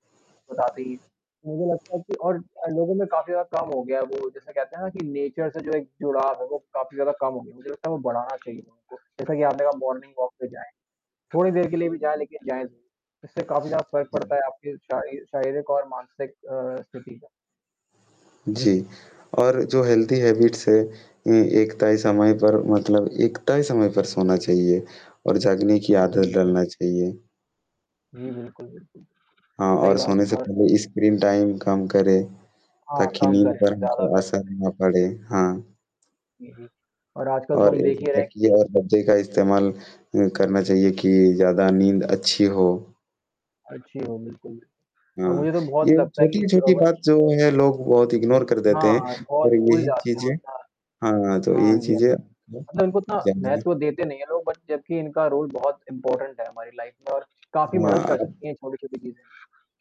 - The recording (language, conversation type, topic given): Hindi, unstructured, आप अपनी सेहत का ख्याल कैसे रखते हैं?
- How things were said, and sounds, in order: static; distorted speech; in English: "नेचर"; in English: "मॉर्निंग वॉक"; in English: "हेल्दी हैबिट्स"; in English: "टाइम"; in English: "इग्नोर"; unintelligible speech; in English: "बट"; in English: "रोल"; in English: "इम्पोर्टेंट"; in English: "लाइफ़"